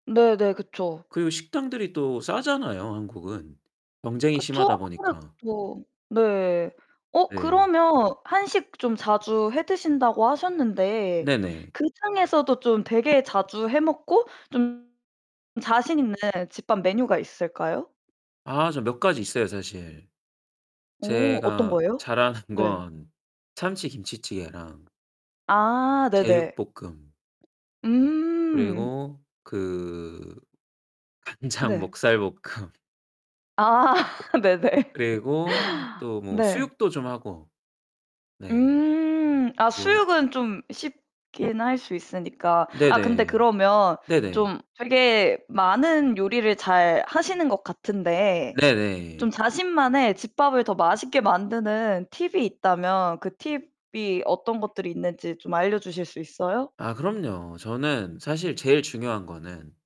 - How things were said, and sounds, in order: tapping; other background noise; distorted speech; laughing while speaking: "잘하는 건"; laughing while speaking: "간장 목살볶음"; laughing while speaking: "아 네네"
- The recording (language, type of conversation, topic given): Korean, podcast, 집밥을 더 맛있게 만드는 간단한 팁이 있을까요?